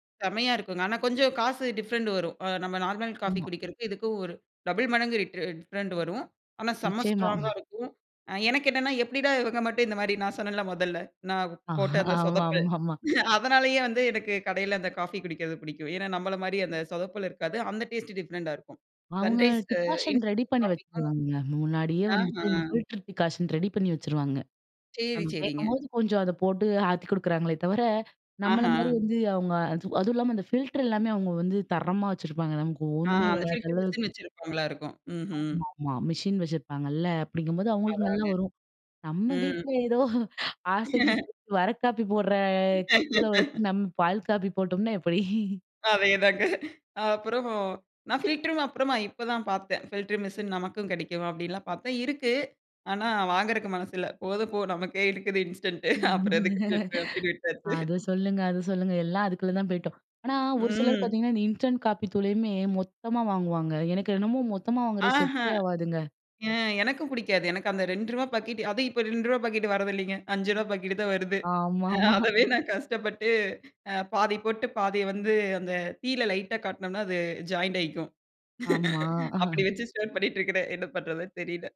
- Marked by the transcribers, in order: in English: "டிஃப்ரெண்ட்"; in English: "நார்மல்"; in English: "டபுள்"; in English: "டிஃப்ரெண்ட்"; chuckle; in English: "ஸ்ட்ராங்கா"; laughing while speaking: "ஆ, ஆமாமாமா"; laughing while speaking: "நான் போட்ட அந்த சொதப்பல். அதனாலேயே வந்து எனக்கு கடையில அந்த காஃபி குடிக்கிறது பிடிக்கும்"; in English: "டேஸ்ட் டிஃப்ரெண்ட்டா"; in English: "சன்ரைஸ் இன்ஸ்டண்ட் காஃபிக்கும்"; laughing while speaking: "நம்ம கேட்கும்போது கொஞ்சம் அதை போட்டு ஆத்தி குடுக்குறாங்களே தவிர"; in English: "ஃபில்டர் மிஷின்"; in English: "மிஷின்"; laughing while speaking: "நம்ம வீட்ல ஏதோ ஆசைக்கு வர … காப்பி போட்டோம்னா எப்படி?"; laugh; drawn out: "போடுற"; laugh; in English: "ஃபில்டர் மிஷின்"; laughing while speaking: "போதும் போ நமக்கே இருக்குது இன்ஸ்டன்ட் அப்புறம் எதுக்கு ஃபில்டரு? அப்படின்னு விட்டாச்சு"; in English: "இன்ஸ்டன்ட்"; laughing while speaking: "அத சொல்லுங்க, அத சொல்லுங்க. எல்லாம் அதுக்குள்ள தான் போய்ட்டோம்"; drawn out: "ம்"; in English: "இன்ஸ்டன்ட் காப்பி"; in English: "செட்டே"; laughing while speaking: "அதுவும் இப்போ ரெண்டு ருவா பாக்கெட் வரதில்லைங்க. அஞ்சு ருவா பாக்கெட்டு தான் வருது"; laughing while speaking: "ஆமாமா"; laughing while speaking: "அந்த தீயல லைட்டா காட்டினோம்னா அது … என்ன பண்றதுன்னு தெரியல"; in English: "லைட்டா"; in English: "ஜாயின்ட்"; in English: "ஷேர்"; chuckle
- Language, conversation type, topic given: Tamil, podcast, காபி அல்லது தேன் பற்றிய உங்களுடைய ஒரு நினைவுக் கதையைப் பகிர முடியுமா?